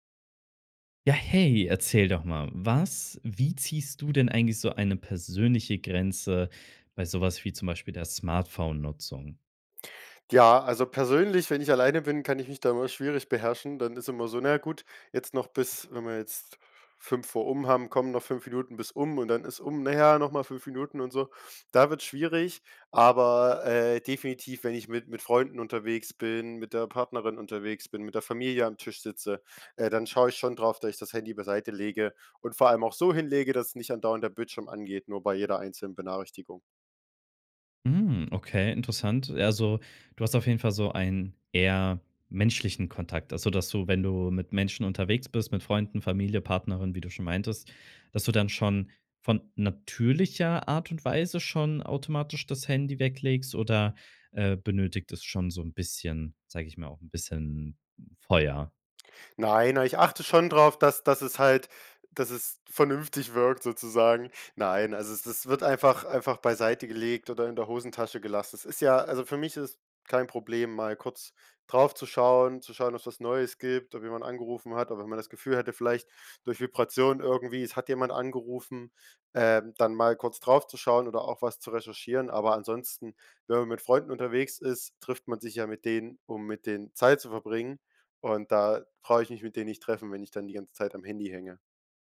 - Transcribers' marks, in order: none
- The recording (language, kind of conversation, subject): German, podcast, Wie ziehst du persönlich Grenzen bei der Smartphone-Nutzung?